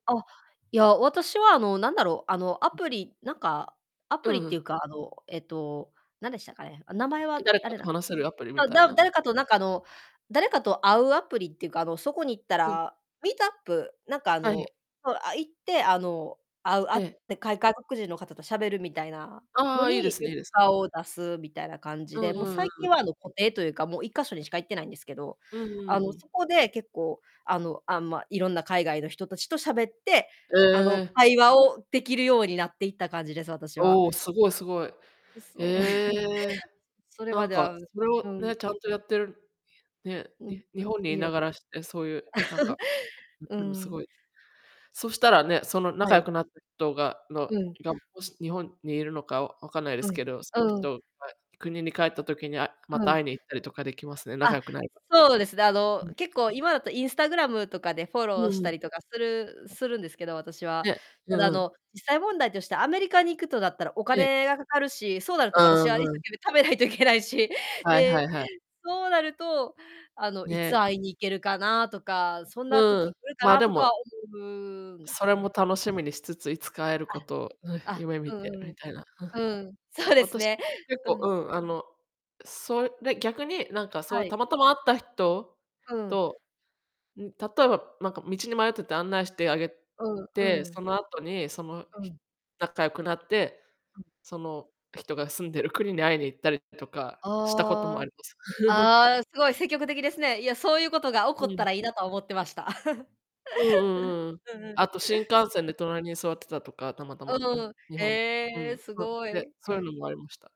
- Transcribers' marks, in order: in English: "ミートアップ"; chuckle; laugh; distorted speech; laughing while speaking: "貯めないといけないし"; chuckle; laughing while speaking: "そうですね"; chuckle; other background noise; chuckle; chuckle
- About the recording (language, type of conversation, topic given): Japanese, unstructured, 旅先での人との出会いはいかがでしたか？